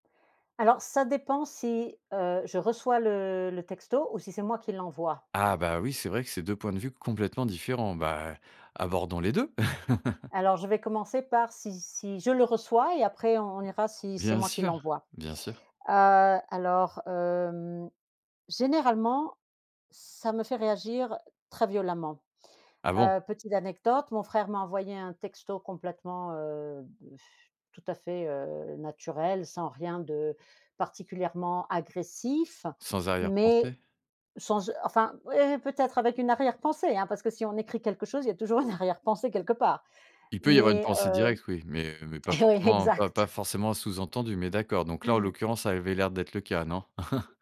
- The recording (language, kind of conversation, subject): French, podcast, Et quand un texto crée des problèmes, comment réagis-tu ?
- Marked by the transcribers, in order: chuckle; other background noise; blowing; stressed: "agressif"; laughing while speaking: "toujours"; laughing while speaking: "e exact"; chuckle; chuckle